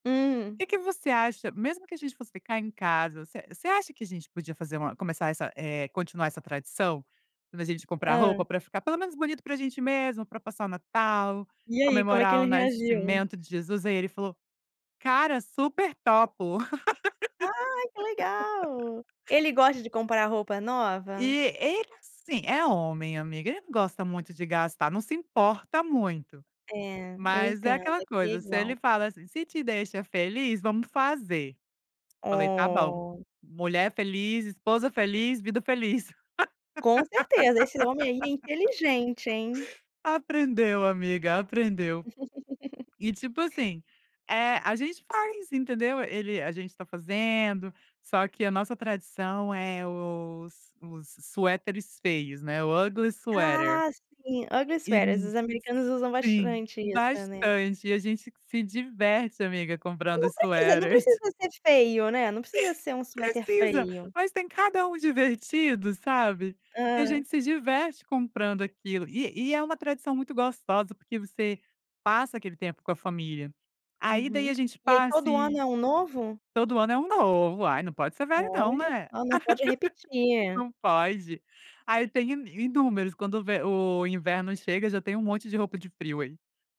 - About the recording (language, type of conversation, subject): Portuguese, podcast, Me conta uma tradição de família que você mantém até hoje?
- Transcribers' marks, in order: laugh; drawn out: "Oh!"; laugh; giggle; in English: "ugly sweater"; in English: "ugly sweaters"; in English: "sweaters"; tapping; laugh